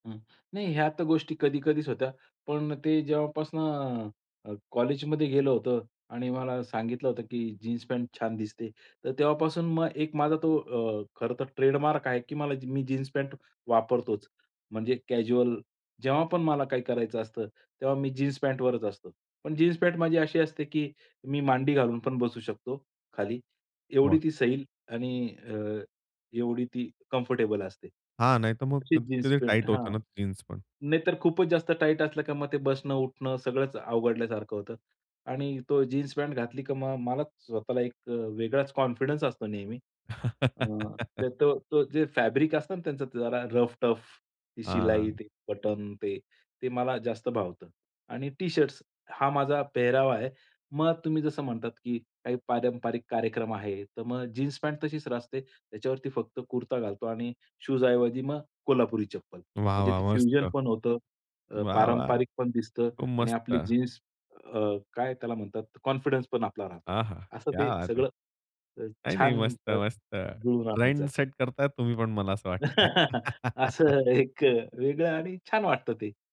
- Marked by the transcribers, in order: in English: "कॅज्युअल"; in English: "कम्फर्टेबल"; unintelligible speech; in English: "कॉन्फिडन्स"; laugh; in English: "फॅब्रिक"; in English: "फ्युजन"; in English: "कॉन्फिडन्स"; in Hindi: "क्या बात है!"; other background noise; laugh
- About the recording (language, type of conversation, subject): Marathi, podcast, चित्रपट किंवा संगीताचा तुमच्या शैलीवर कसा परिणाम झाला?